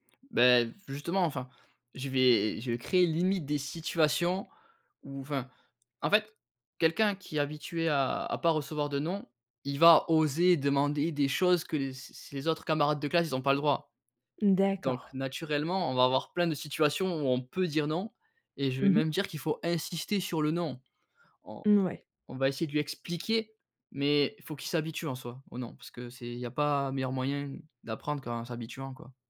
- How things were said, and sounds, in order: none
- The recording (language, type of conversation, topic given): French, podcast, Comment la notion d’autorité parentale a-t-elle évolué ?